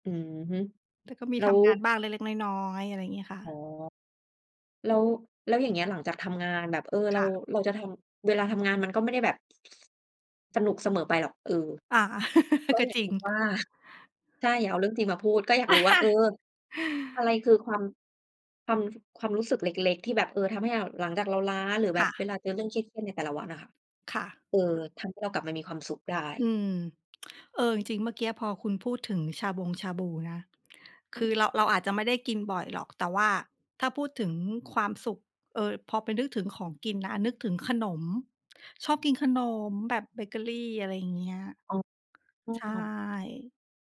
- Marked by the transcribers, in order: tapping; laugh; laugh; tsk; other background noise
- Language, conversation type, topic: Thai, unstructured, อะไรที่ทำให้คุณรู้สึกมีความสุขได้ง่ายที่สุดในวันธรรมดา?